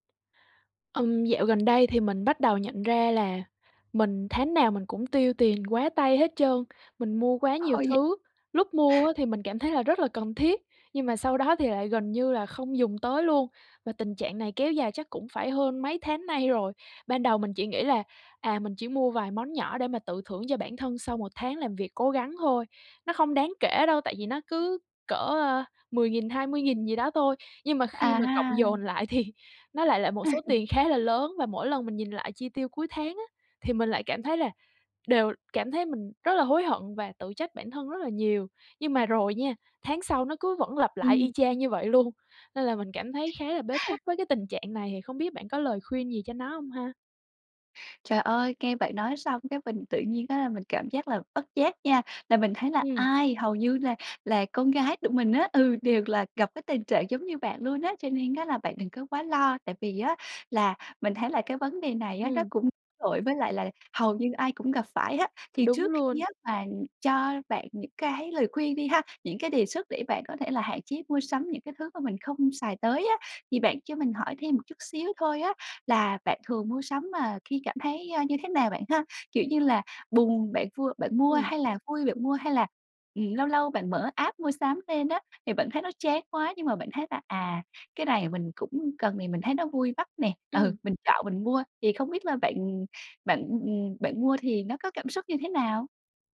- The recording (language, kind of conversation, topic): Vietnamese, advice, Làm sao để hạn chế mua sắm những thứ mình không cần mỗi tháng?
- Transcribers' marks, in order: tapping; other background noise; laughing while speaking: "nay rồi"; laughing while speaking: "thì"; laugh; laugh; laughing while speaking: "á"; in English: "app"; laughing while speaking: "ừ"